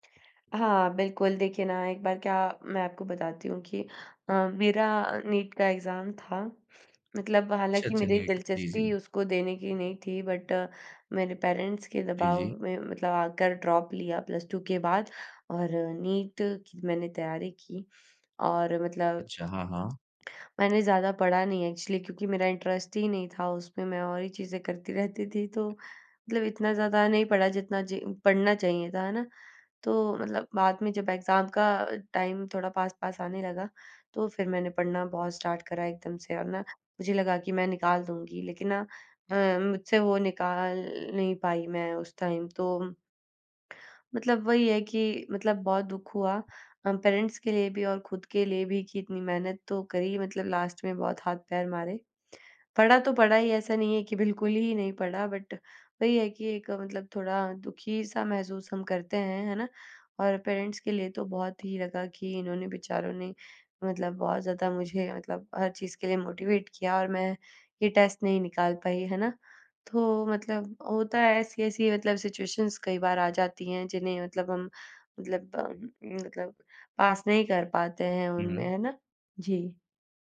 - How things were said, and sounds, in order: in English: "एग्ज़ाम"; in English: "बट"; in English: "पेरेंट्स"; in English: "ड्रॉप"; in English: "प्लस टू"; tapping; in English: "एक्चुअली"; in English: "इंटरेस्ट"; in English: "एग्ज़ाम"; in English: "टाइम"; in English: "स्टार्ट"; in English: "टाइम"; in English: "पेरेंट्स"; in English: "लास्ट"; in English: "बट"; in English: "पेरेंट्स"; in English: "मोटिवेट"; in English: "टेस्ट"; in English: "सिचुएशन्स"
- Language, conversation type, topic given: Hindi, podcast, दूसरों की उम्मीदों से आप कैसे निपटते हैं?